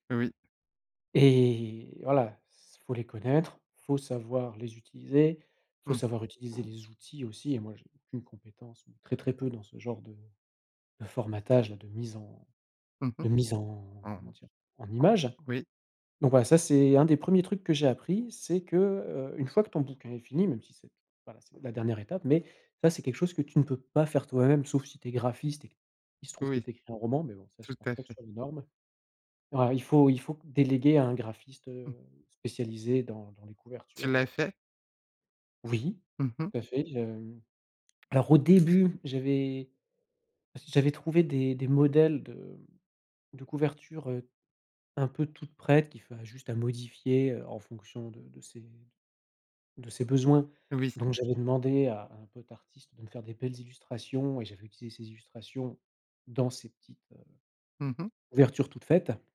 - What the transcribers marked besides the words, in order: tapping; other background noise
- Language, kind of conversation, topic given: French, podcast, Quelle compétence as-tu apprise en autodidacte ?